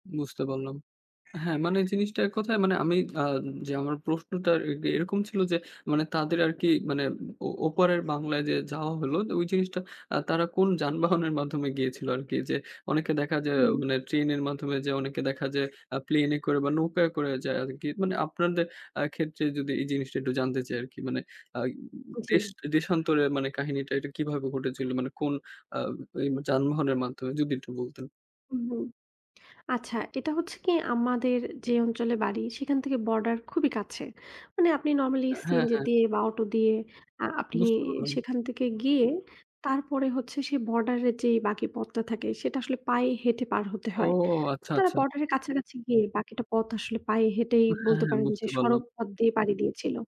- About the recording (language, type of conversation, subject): Bengali, podcast, তোমার পূর্বপুরুষদের কোনো দেশান্তর কাহিনি আছে কি?
- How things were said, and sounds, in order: tapping